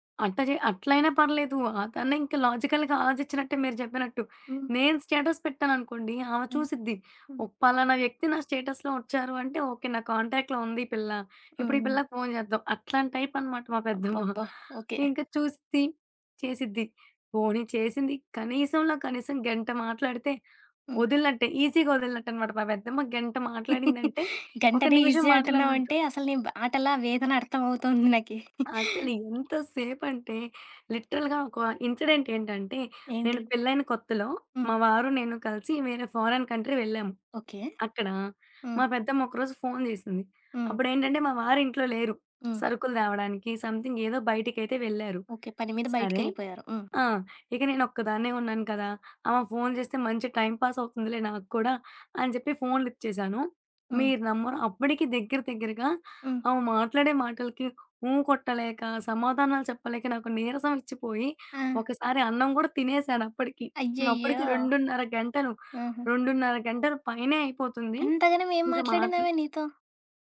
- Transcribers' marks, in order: in English: "లాజికల్‌గా"; other background noise; in English: "స్టేటస్"; in English: "స్టేటస్‌లో"; in English: "కాంటాక్ట్‌లో"; chuckle; in English: "ఈజీగా"; giggle; in English: "ఈజీ"; chuckle; in English: "లిటరల్‌గా"; tapping; in English: "ఫారెన్ కంట్రీ"; in English: "సమ్‌థింగ్"; in English: "టైమ్ పాస్"; in English: "లిఫ్ట్"
- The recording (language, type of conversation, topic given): Telugu, podcast, ఫోన్‌లో మాట్లాడేటప్పుడు నిజంగా శ్రద్ధగా ఎలా వినాలి?